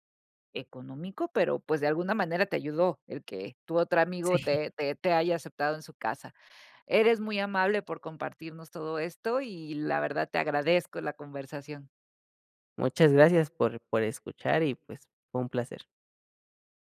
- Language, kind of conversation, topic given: Spanish, podcast, ¿Qué pequeño gesto tuvo consecuencias enormes en tu vida?
- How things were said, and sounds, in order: laughing while speaking: "Sí"